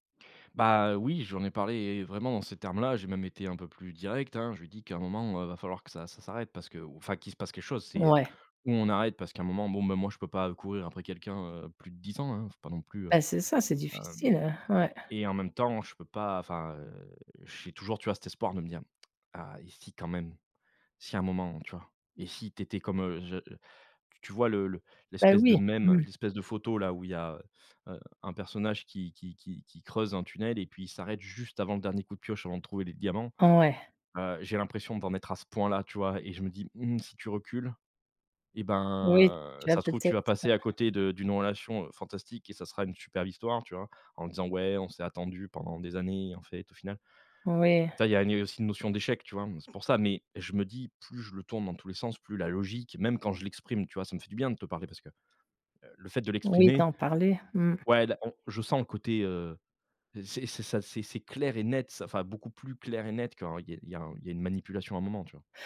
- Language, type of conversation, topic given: French, advice, Comment mettre fin à une relation de longue date ?
- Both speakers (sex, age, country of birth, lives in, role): female, 50-54, France, France, advisor; male, 35-39, France, France, user
- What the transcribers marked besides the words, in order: tapping; stressed: "juste"; drawn out: "ben"; stressed: "clair et net"